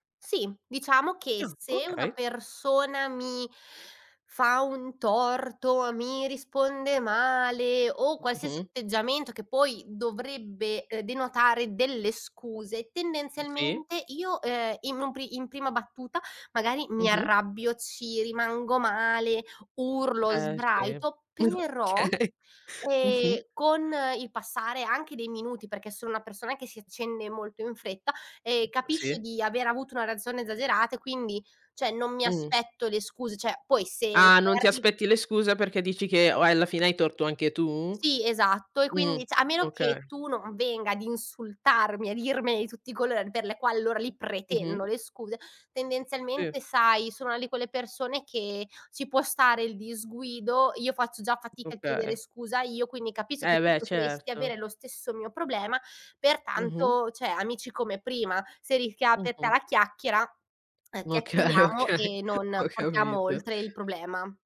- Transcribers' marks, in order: stressed: "però"; other background noise; laughing while speaking: "Okay"; unintelligible speech; "cioè" said as "ceh"; "cioè" said as "ceh"; stressed: "pretendo"; "cioè" said as "ceh"; laughing while speaking: "Okay, okay, ho capito"
- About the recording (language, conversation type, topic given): Italian, podcast, Come chiedi scusa quando ti rendi conto di aver sbagliato?